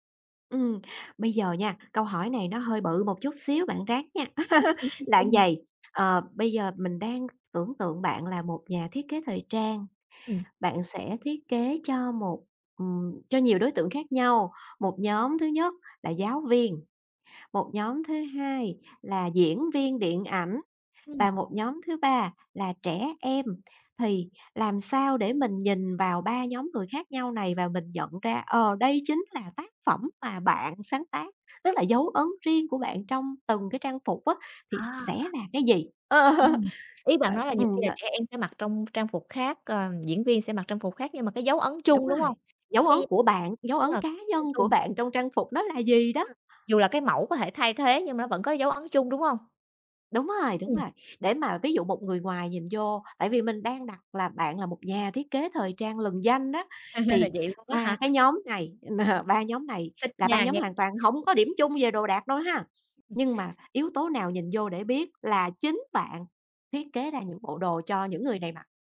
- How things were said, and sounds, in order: tapping; unintelligible speech; laugh; "như" said as "ưn"; other background noise; laugh; laugh; laughing while speaking: "nờ"
- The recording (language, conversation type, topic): Vietnamese, podcast, Phong cách ăn mặc có giúp bạn kể câu chuyện về bản thân không?